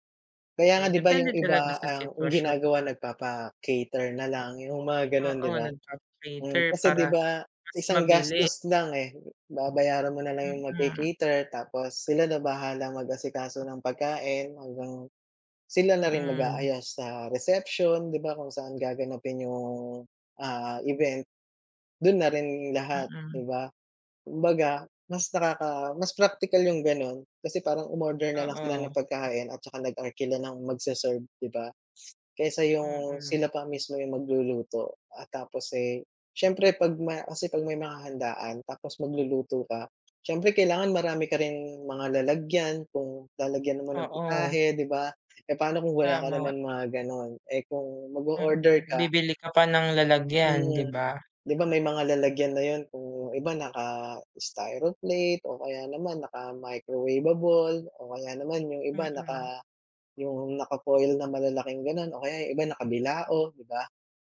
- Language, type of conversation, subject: Filipino, unstructured, Mas pipiliin mo bang magluto ng pagkain sa bahay o umorder ng pagkain mula sa labas?
- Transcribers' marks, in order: none